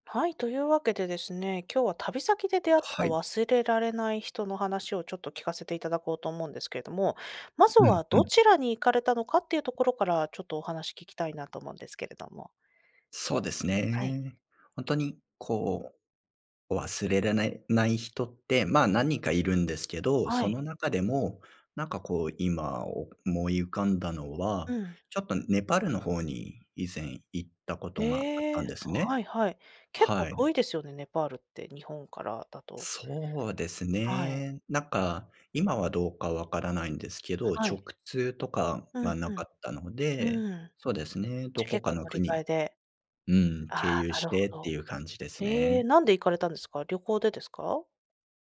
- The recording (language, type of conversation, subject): Japanese, podcast, 旅先で出会った忘れられない人の話はありますか？
- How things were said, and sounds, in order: none